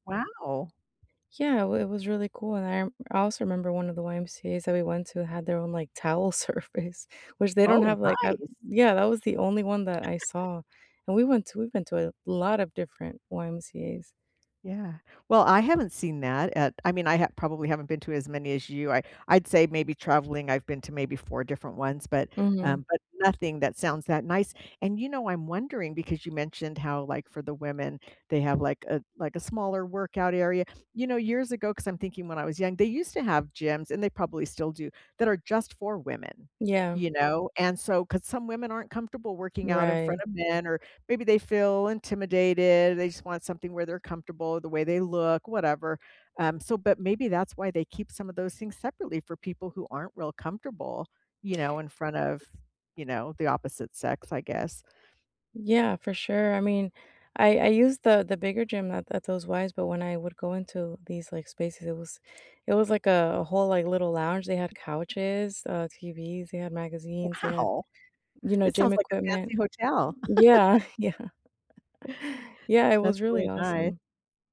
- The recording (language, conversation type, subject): English, unstructured, What is the most rewarding part of staying physically active?
- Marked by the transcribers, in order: laughing while speaking: "towel service"; laugh; inhale; other background noise; laugh; laughing while speaking: "Yeah"; laugh